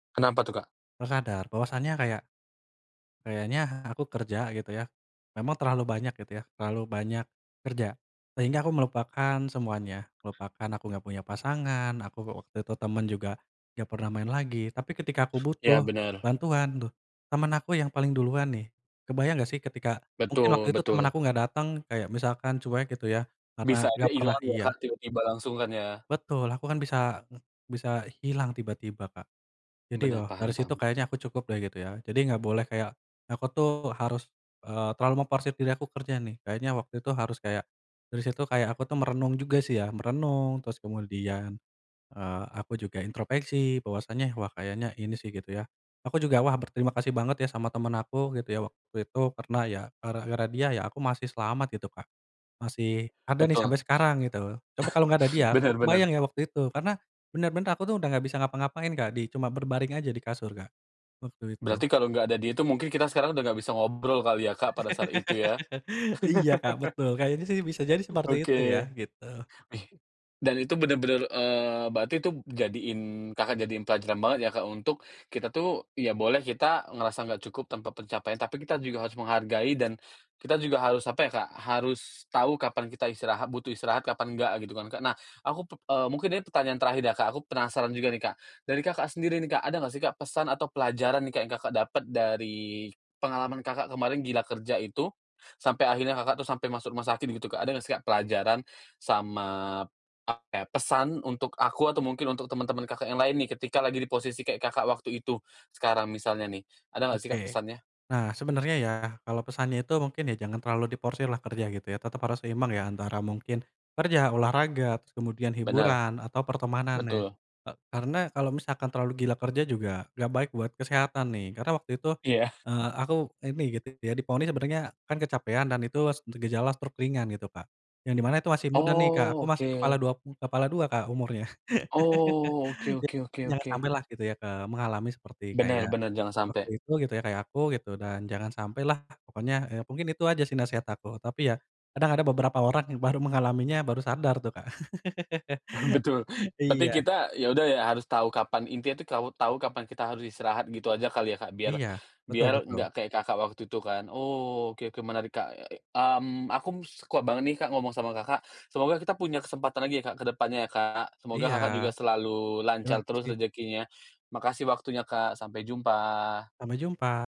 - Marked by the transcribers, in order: tapping; other background noise; laugh; laugh; laugh; laugh; chuckle; laugh
- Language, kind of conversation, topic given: Indonesian, podcast, Bisakah kamu menceritakan momen saat kamu merasa cukup meski tanpa pencapaian besar?